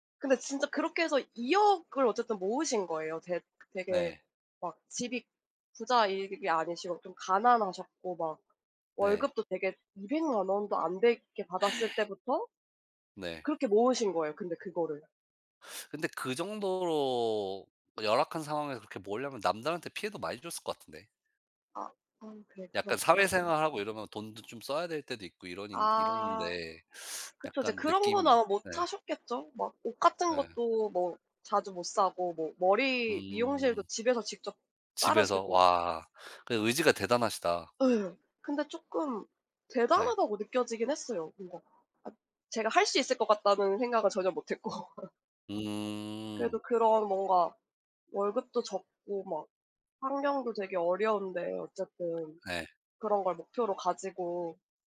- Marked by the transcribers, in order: gasp; other background noise; teeth sucking; teeth sucking; laughing while speaking: "못 했고"
- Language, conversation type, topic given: Korean, unstructured, 돈을 아끼려면 어떤 노력이 필요하다고 생각하시나요?